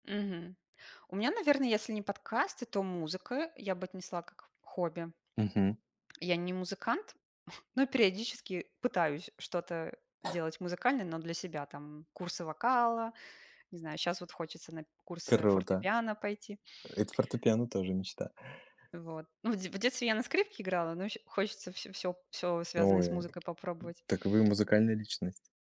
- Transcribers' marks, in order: tapping; chuckle; other background noise
- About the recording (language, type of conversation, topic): Russian, unstructured, Как твоё хобби помогает тебе расслабиться или отвлечься?